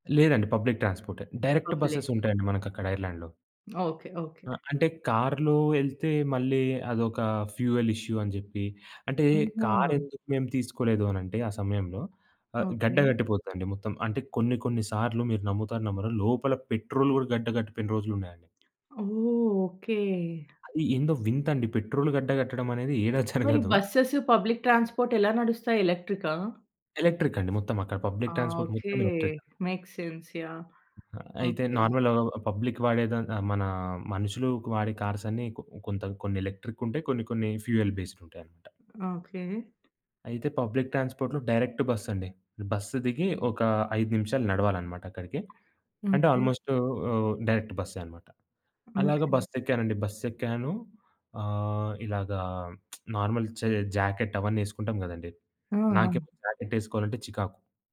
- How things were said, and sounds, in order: in English: "పబ్లిక్"; in English: "డైరెక్ట్ బస్సెస్"; in English: "పబ్లిక్"; other background noise; in English: "ఫ్యూయల్ ఇష్యూ"; chuckle; in English: "బస్సెస్ పబ్లిక్ ట్రాన్స్‌పోర్ట్"; in English: "ఎలక్ట్రిక్"; in English: "పబ్లిక్ ట్రాన్స్‌పోర్ట్"; in English: "మేక్స్ సెన్స్"; in English: "ఎలక్ట్రిక్"; in English: "నార్మల్‌గ పబ్లిక్"; in English: "కార్స్"; in English: "ఎలక్ట్రిక్"; in English: "ఫ్యూయల్ బేస్డ్"; in English: "పబ్లిక్ ట్రాన్స్‌పోర్ట్‌లో డైరెక్ట్ బస్"; in English: "ఆల్‌మోస్ట్"; in English: "డైరెక్ట్"; lip smack; in English: "నార్మల్"; in English: "జాకెట్"; in English: "జాకెట్"
- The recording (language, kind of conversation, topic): Telugu, podcast, మీరు ఒంటరిగా వెళ్లి చూసి మరచిపోలేని దృశ్యం గురించి చెప్పగలరా?